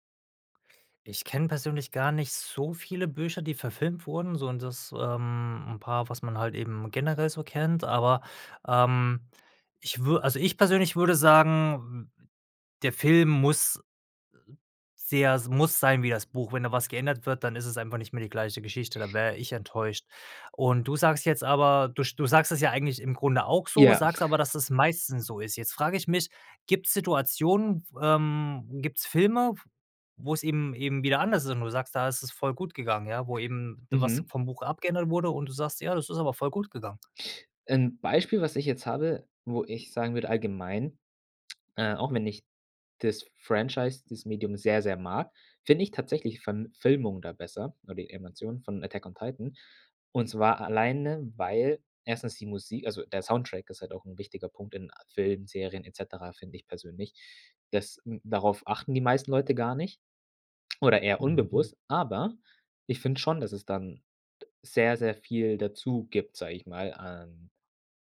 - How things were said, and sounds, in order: other noise; chuckle; other background noise; tongue click; tongue click
- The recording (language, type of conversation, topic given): German, podcast, Was kann ein Film, was ein Buch nicht kann?